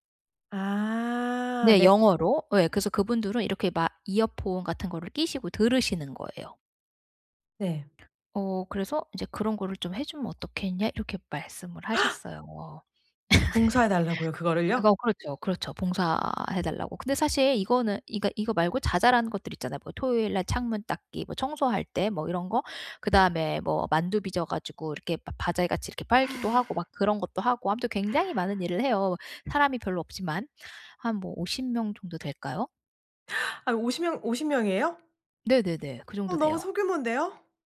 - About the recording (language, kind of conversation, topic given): Korean, advice, 과도한 요청을 정중히 거절하려면 어떻게 말하고 어떤 태도를 취하는 것이 좋을까요?
- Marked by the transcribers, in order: other background noise; gasp; laugh; laugh; gasp; tapping